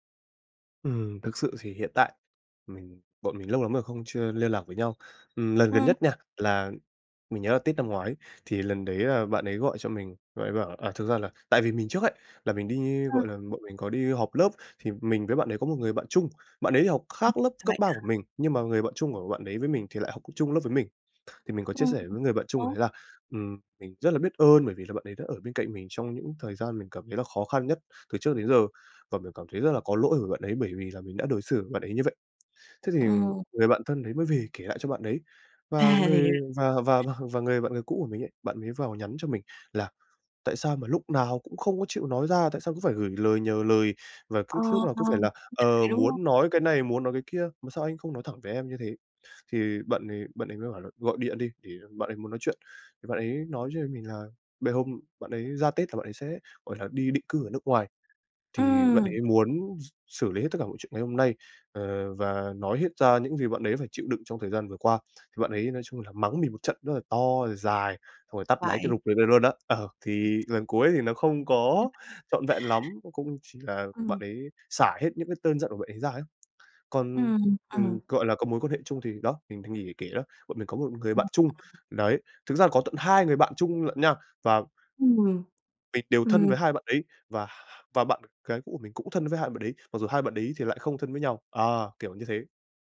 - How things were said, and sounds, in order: tapping; other background noise; unintelligible speech; "với" said as "rới"; "cơn" said as "tơn"; unintelligible speech; other noise
- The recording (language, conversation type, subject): Vietnamese, advice, Làm thế nào để duy trì tình bạn với người yêu cũ khi tôi vẫn cảm thấy lo lắng?